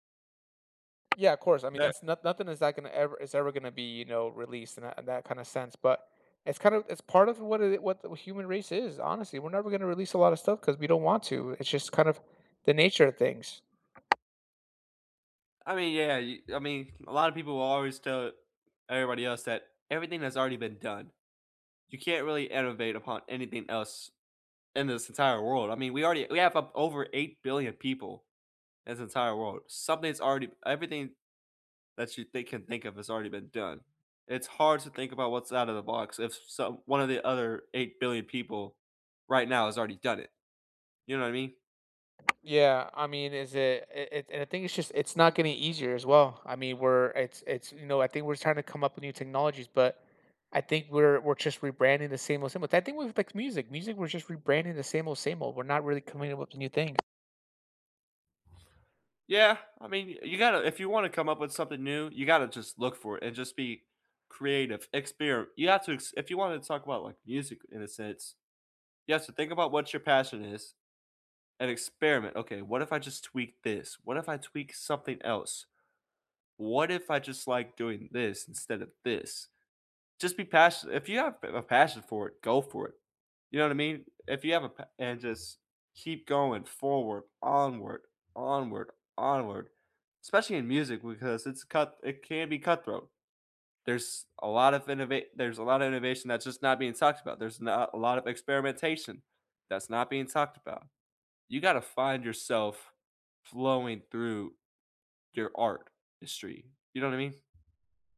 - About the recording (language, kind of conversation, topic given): English, unstructured, What scientific breakthrough surprised the world?
- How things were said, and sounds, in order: tapping; other background noise